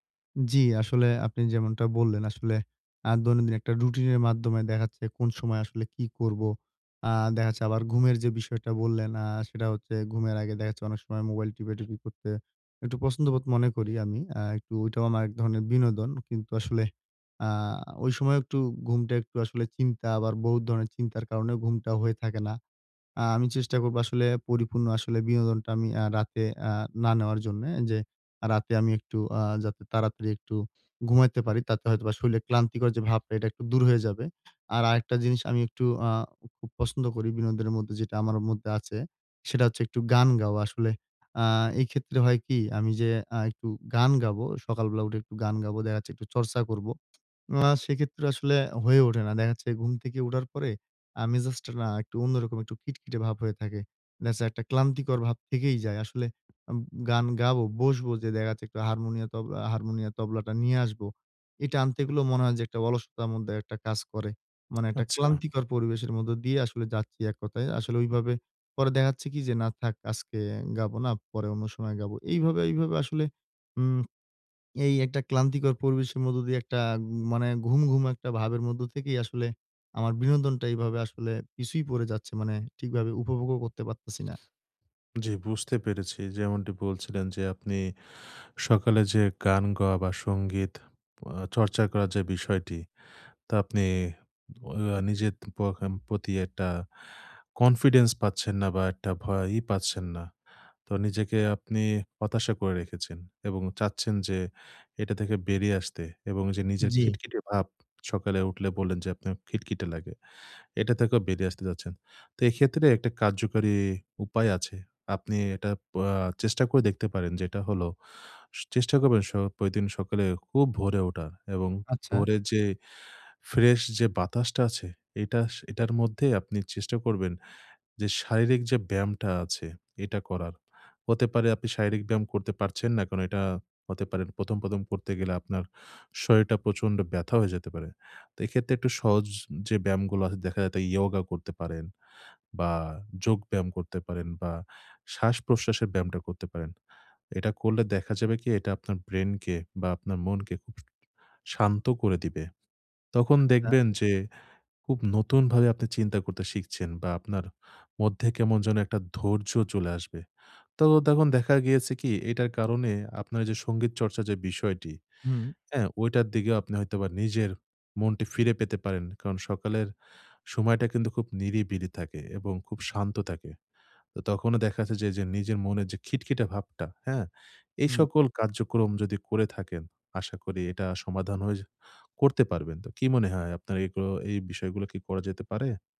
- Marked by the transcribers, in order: tapping; other background noise; "শরীরে" said as "শইলের"; "হারমোনিয়াম" said as "হারমোনিয়া"; "মধ্য" said as "মদ্দ"; "যাচ্ছি" said as "যাচ্চি"; "কথায়" said as "কতায়"; "দেখা যাচ্ছে" said as "দেয়াচ্চে"; "নিজের" said as "নিজেত"; "প্রতিদিন" said as "পয়দিন"
- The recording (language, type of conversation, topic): Bengali, advice, বিনোদন উপভোগ করতে গেলে কেন আমি এত ক্লান্ত ও ব্যস্ত বোধ করি?